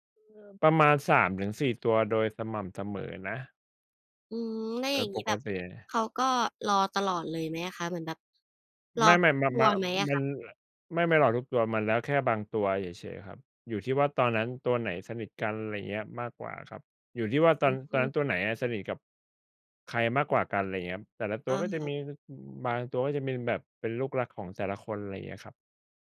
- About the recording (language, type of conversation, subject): Thai, unstructured, สัตว์เลี้ยงช่วยให้คุณรู้สึกดีขึ้นได้อย่างไร?
- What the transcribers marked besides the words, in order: none